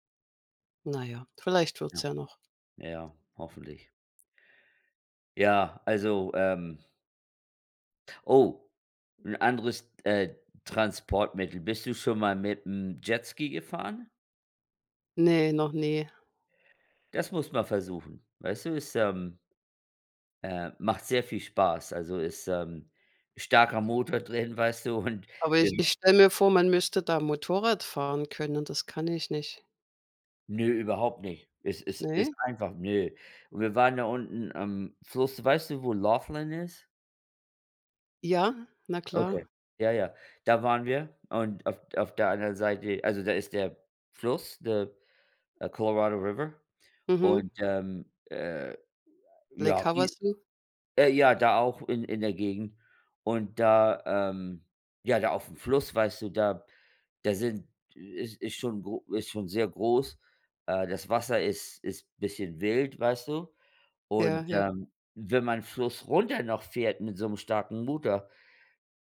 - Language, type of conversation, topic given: German, unstructured, Was war das ungewöhnlichste Transportmittel, das du je benutzt hast?
- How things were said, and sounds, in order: unintelligible speech